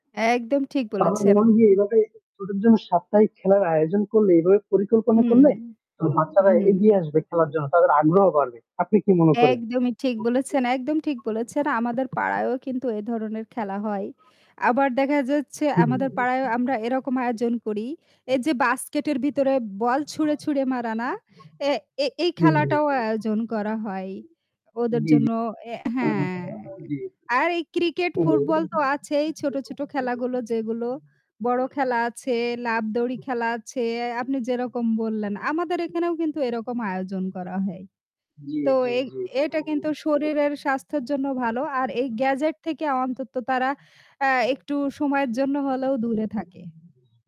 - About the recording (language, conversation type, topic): Bengali, unstructured, পাড়ার ছোটদের জন্য সাপ্তাহিক খেলার আয়োজন কীভাবে পরিকল্পনা ও বাস্তবায়ন করা যেতে পারে?
- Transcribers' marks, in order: static; other background noise; distorted speech; tapping; unintelligible speech